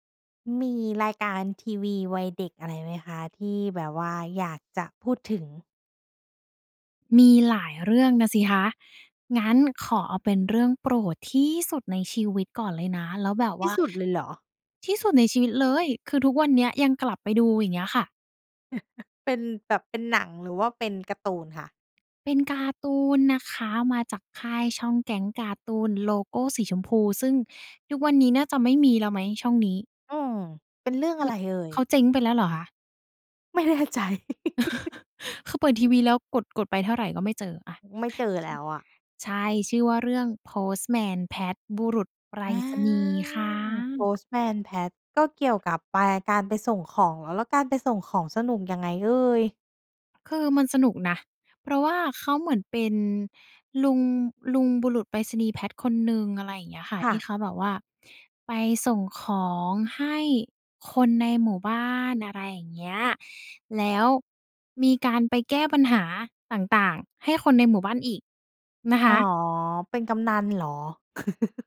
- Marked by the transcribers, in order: chuckle; laughing while speaking: "ไม่แน่ใจ"; laugh; chuckle; tapping; laugh
- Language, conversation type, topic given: Thai, podcast, เล่าถึงความทรงจำกับรายการทีวีในวัยเด็กของคุณหน่อย